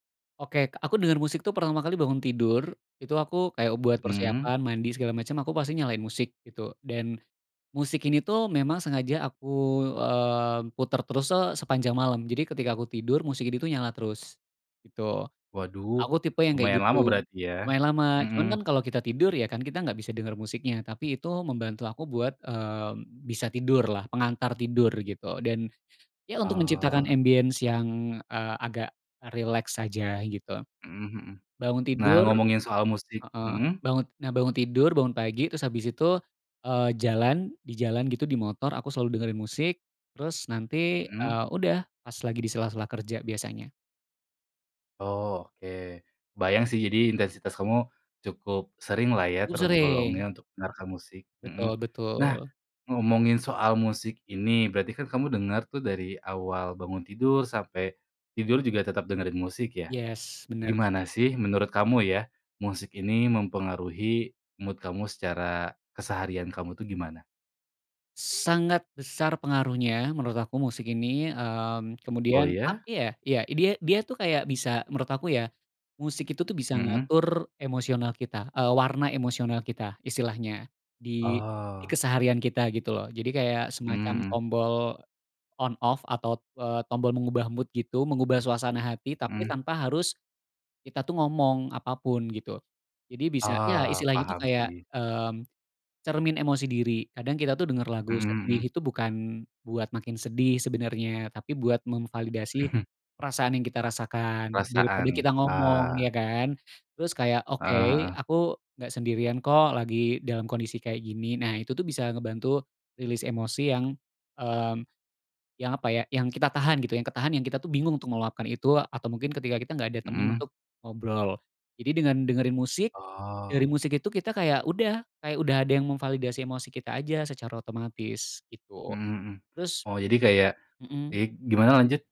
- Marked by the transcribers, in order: in English: "mood"; in English: "on-off"; in English: "mood"; other background noise; chuckle; in English: "release"
- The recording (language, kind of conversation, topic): Indonesian, podcast, Bagaimana musik memengaruhi suasana hatimu sehari-hari?